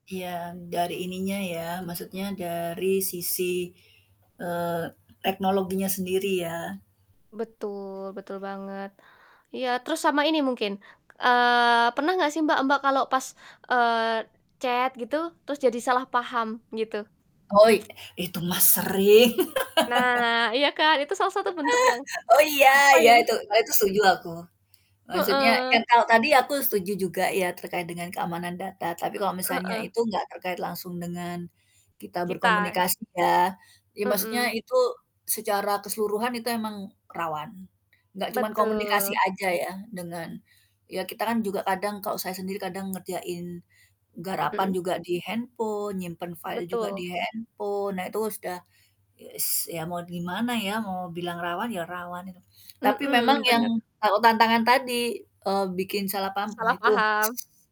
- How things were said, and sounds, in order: static; laugh; other background noise; tapping; "itu" said as "inu"
- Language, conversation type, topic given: Indonesian, unstructured, Bagaimana teknologi mengubah cara kita berkomunikasi dalam kehidupan sehari-hari?